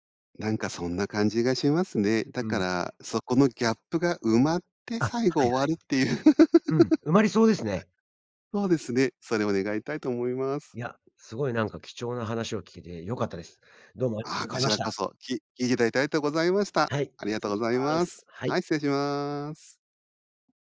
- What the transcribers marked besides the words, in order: laugh
- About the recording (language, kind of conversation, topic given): Japanese, podcast, 親との価値観の違いを、どのように乗り越えましたか？